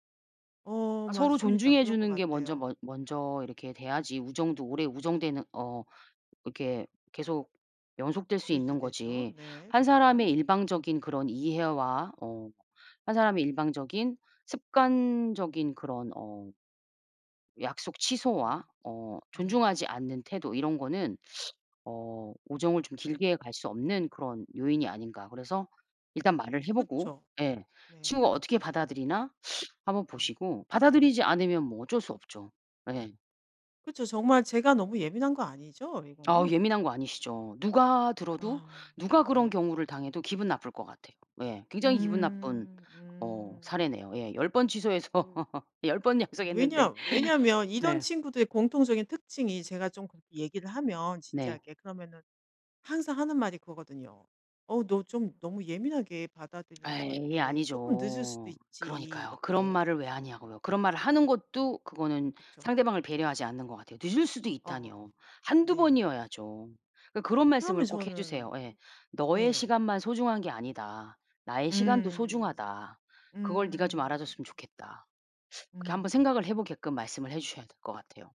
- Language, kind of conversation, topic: Korean, advice, 친구가 약속을 반복해서 취소해 상처받았을 때 어떻게 말하면 좋을까요?
- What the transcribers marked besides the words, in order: other background noise; laughing while speaking: "취소해서"; laugh; laughing while speaking: "약속했는데"